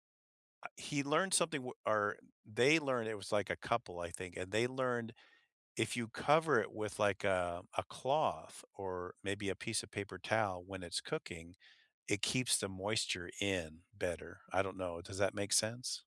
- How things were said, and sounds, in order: none
- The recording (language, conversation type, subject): English, unstructured, What small habits, shortcuts, and shared moments make weeknight home cooking easier and more enjoyable for you?